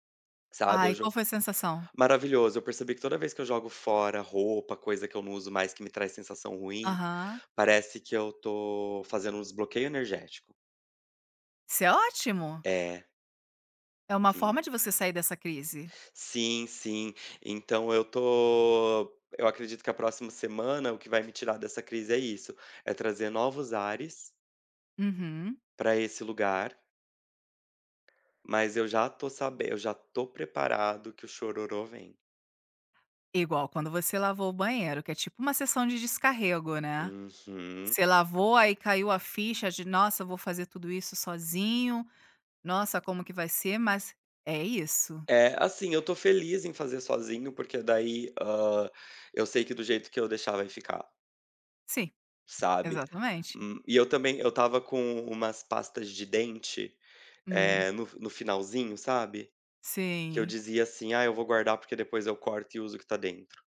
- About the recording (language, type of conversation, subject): Portuguese, advice, Como você descreveria sua crise de identidade na meia-idade?
- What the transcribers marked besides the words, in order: tapping